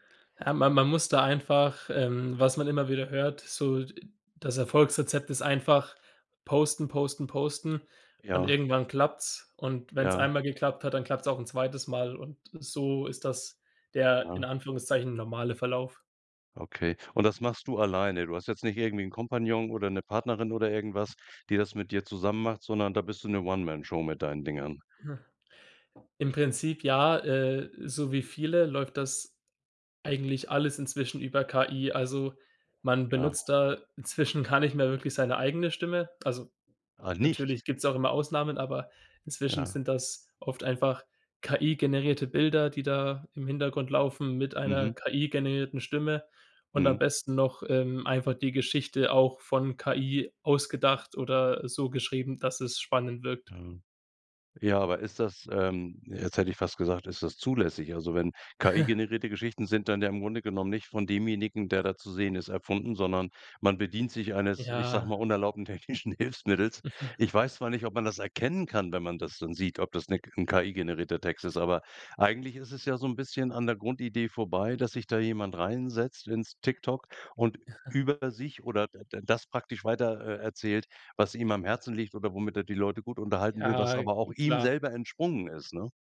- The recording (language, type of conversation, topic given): German, podcast, Wie verändern soziale Medien die Art, wie Geschichten erzählt werden?
- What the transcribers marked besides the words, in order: in English: "One Man Show"; chuckle; other background noise; laughing while speaking: "inzwischen gar nicht mehr"; chuckle; laughing while speaking: "technischen Hilfsmittels"; chuckle; chuckle